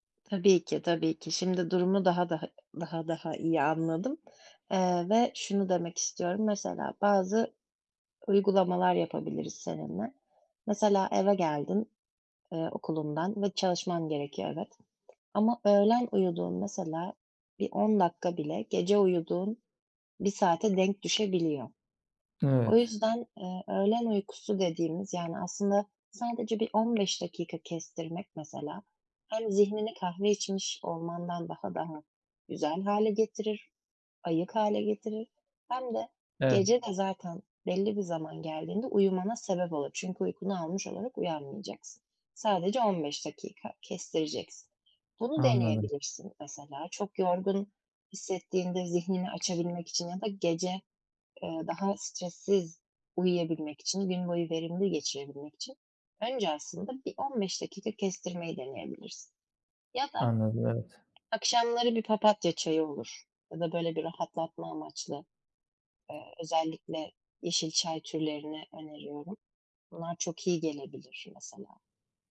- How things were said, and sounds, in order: other background noise; tapping
- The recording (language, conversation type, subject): Turkish, advice, Gün içindeki stresi azaltıp gece daha rahat uykuya nasıl geçebilirim?